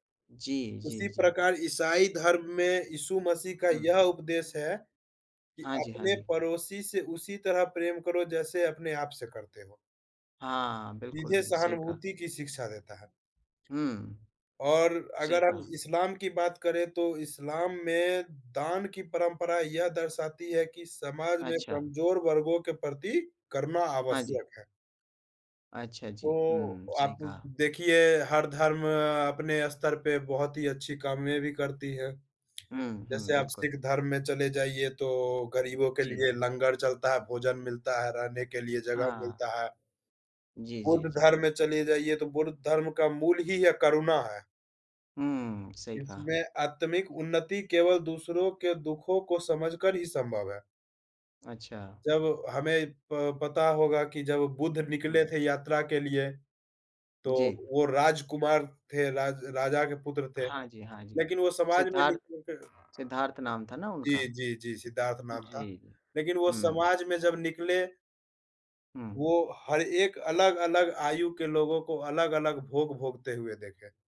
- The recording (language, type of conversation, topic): Hindi, unstructured, क्या धर्म लोगों में सहानुभूति और समझ बढ़ा सकता है?
- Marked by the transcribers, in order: tapping; other background noise